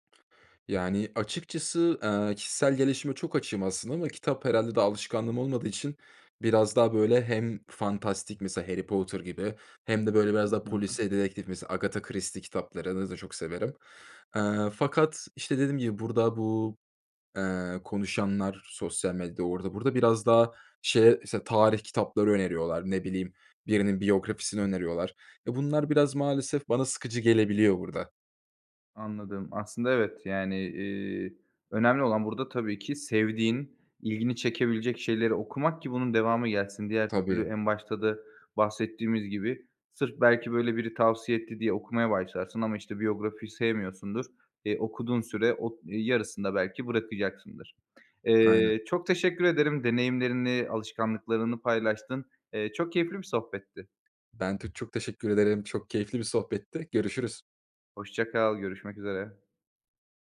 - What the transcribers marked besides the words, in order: tapping
- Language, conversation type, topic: Turkish, podcast, Yeni bir alışkanlık kazanırken hangi adımları izlersin?